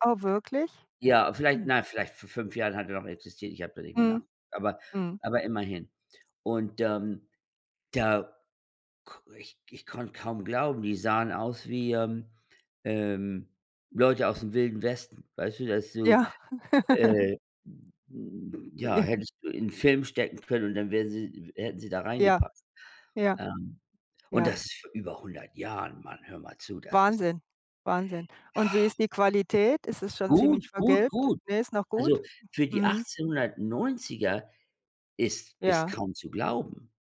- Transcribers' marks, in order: laughing while speaking: "Ja"; giggle; laughing while speaking: "Ja"; groan
- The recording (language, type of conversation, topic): German, unstructured, Welche Rolle spielen Fotos in deinen Erinnerungen?